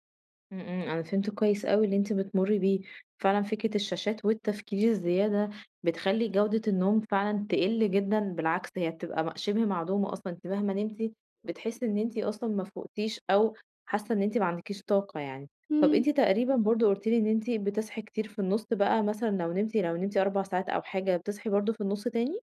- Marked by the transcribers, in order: none
- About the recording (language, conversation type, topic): Arabic, advice, إزاي أقدر أعمل روتين نوم ثابت يخلّيني أنام في نفس المعاد كل ليلة؟